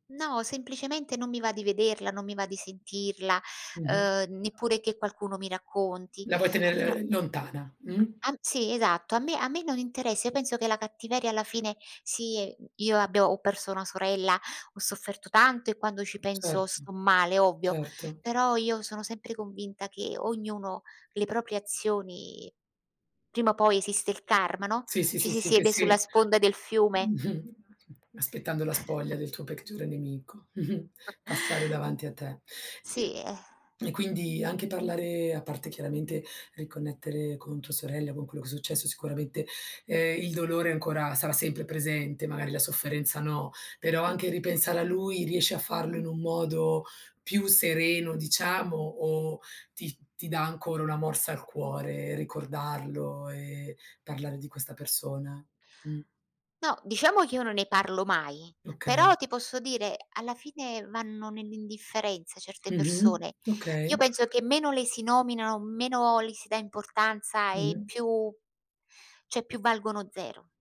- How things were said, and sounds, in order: unintelligible speech; tapping; chuckle; background speech; "peggiore" said as "pecgiore"; chuckle; "cioè" said as "ceh"
- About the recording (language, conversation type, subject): Italian, podcast, Come si può parlare di vecchi torti senza riaccendere la rabbia?